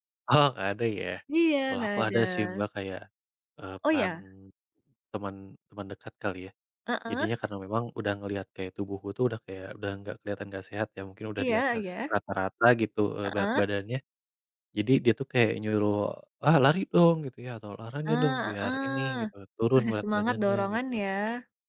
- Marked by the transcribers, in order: laughing while speaking: "Oh"
- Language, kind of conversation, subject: Indonesian, unstructured, Apa tantangan terbesar saat mencoba menjalani hidup sehat?